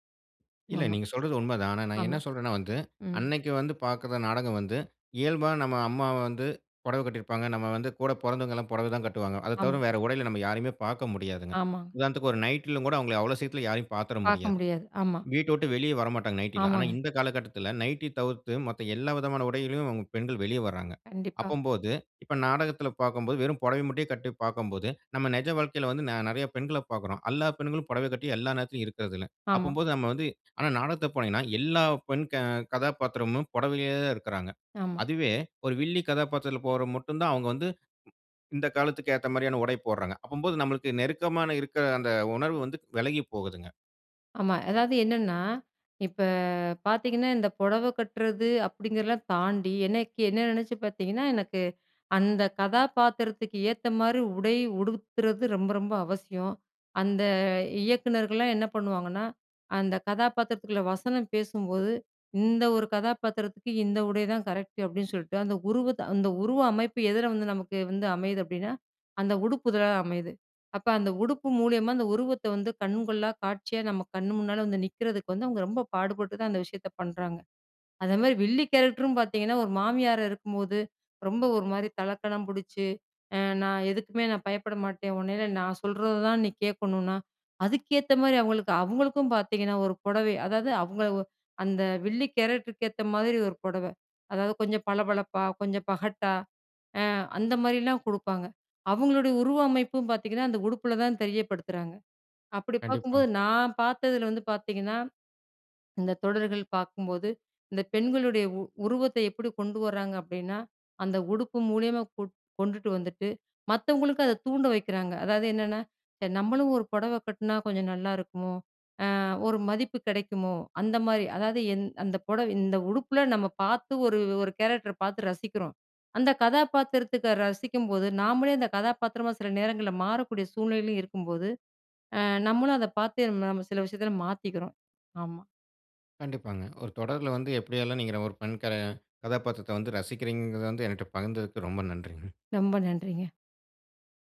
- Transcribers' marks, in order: other noise; other background noise; "எல்லா" said as "அல்லா"
- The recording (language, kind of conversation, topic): Tamil, podcast, நீங்கள் பார்க்கும் தொடர்கள் பெண்களை எப்படிப் பிரதிபலிக்கின்றன?